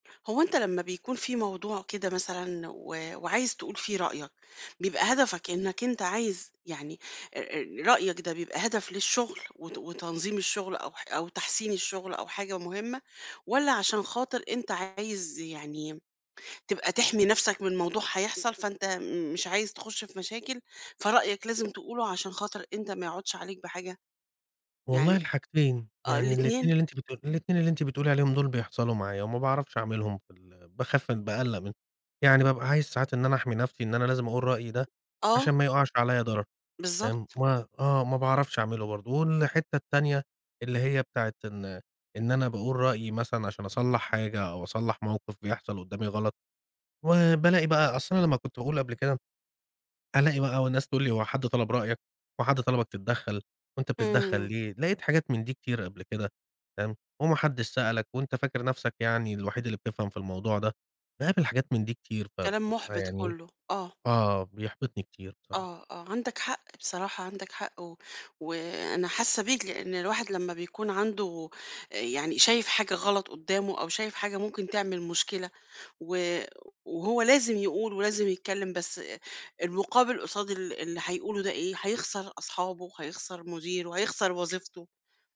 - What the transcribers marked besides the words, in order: tapping
- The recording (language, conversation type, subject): Arabic, advice, إزاي أوصف إحساسي لما بخاف أقول رأيي الحقيقي في الشغل؟